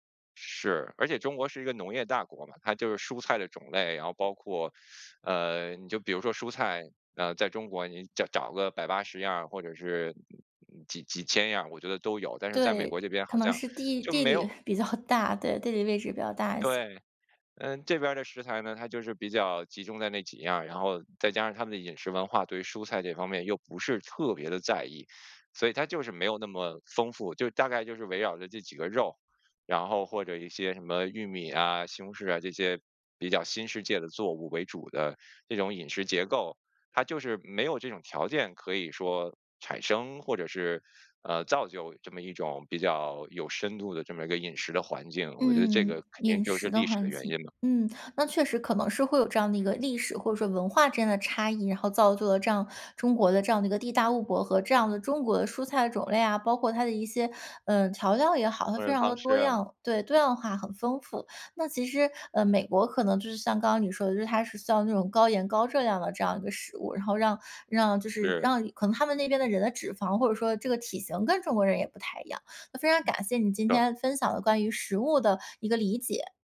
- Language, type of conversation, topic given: Chinese, podcast, 有没有哪次吃到某种食物，让你瞬间理解了当地文化？
- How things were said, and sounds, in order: teeth sucking; chuckle; other background noise